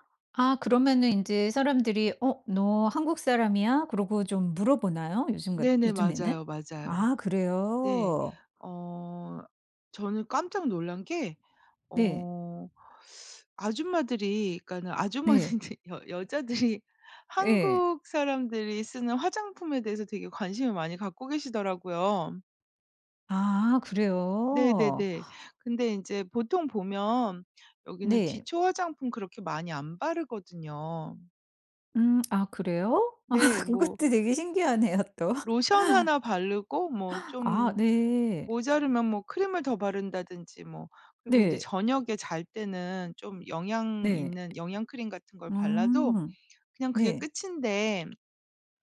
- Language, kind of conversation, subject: Korean, podcast, 현지인들과 친해지게 된 계기 하나를 솔직하게 이야기해 주실래요?
- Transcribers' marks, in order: other background noise; laughing while speaking: "아주머니들 여 여자들이"; laugh; laughing while speaking: "신기하네요, 또"; gasp; tapping